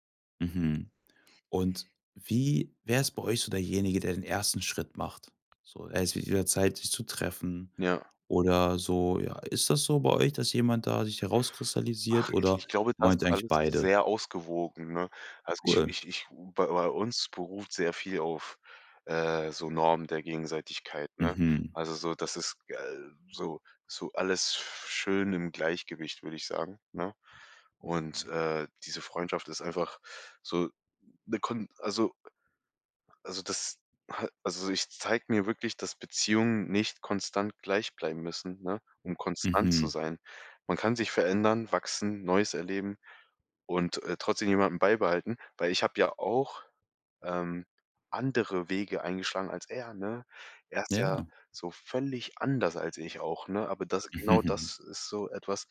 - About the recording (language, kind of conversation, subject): German, podcast, Welche Freundschaft ist mit den Jahren stärker geworden?
- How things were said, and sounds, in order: other noise; chuckle